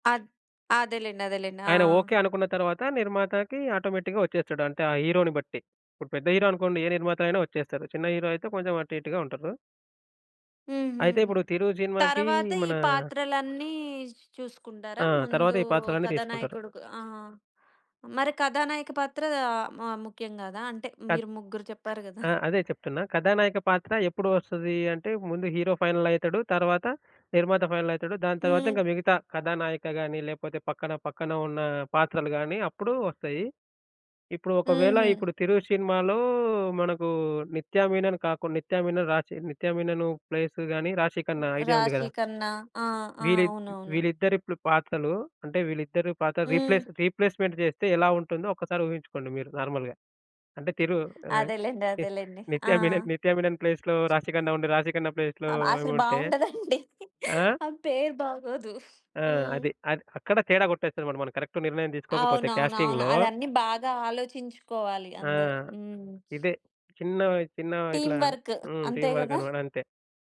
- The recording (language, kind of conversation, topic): Telugu, podcast, పాత్రలకు నటీనటులను ఎంపిక చేసే నిర్ణయాలు ఎంత ముఖ్యమని మీరు భావిస్తారు?
- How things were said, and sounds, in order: in English: "ఆటోమేటిక్‌గా"; in English: "హీరో‌ని"; in English: "హీరో"; in English: "హీరో"; other background noise; giggle; tapping; in English: "హీరో"; drawn out: "సినిమాలో"; in English: "రీప్లేస్ రీప్లేస్‌మెంట్"; in English: "నార్మల్‌గా"; in English: "ప్లేస్‌లో"; laughing while speaking: "బావుండదండి. ఆమె పేరు బాగోదు"; in English: "ప్లేస్‌లో"; in English: "కరెక్ట్"; in English: "కాస్టింగ్‌లో"; in English: "టీమ్ వర్క్"; in English: "టీమ్ వర్క్"